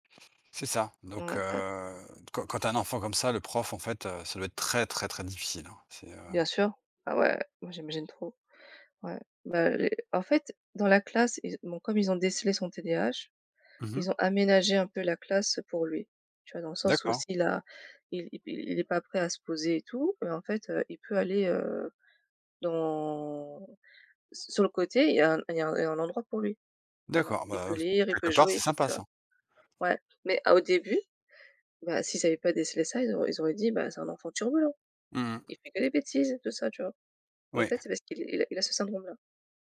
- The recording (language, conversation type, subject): French, unstructured, Comment les professeurs peuvent-ils rendre leurs cours plus intéressants ?
- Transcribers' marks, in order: tapping; other background noise